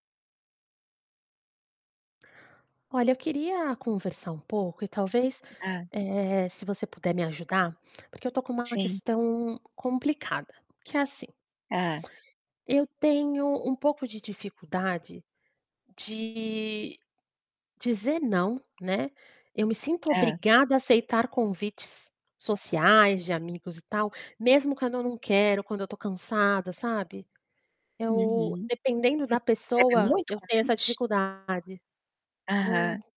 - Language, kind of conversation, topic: Portuguese, advice, Como posso lidar com a sensação de obrigação de aceitar convites sociais mesmo quando estou cansado?
- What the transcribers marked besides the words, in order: tapping; distorted speech